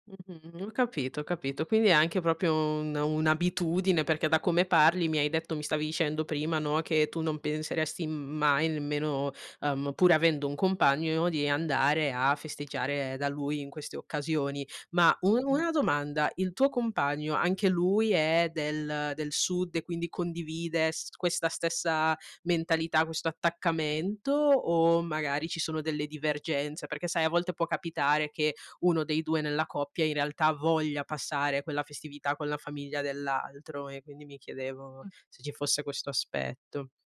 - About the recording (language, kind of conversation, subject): Italian, podcast, Qual è una tradizione di famiglia a cui sei particolarmente affezionato?
- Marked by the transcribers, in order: "proprio" said as "propio"; "compagno" said as "compagneo"; tapping; other background noise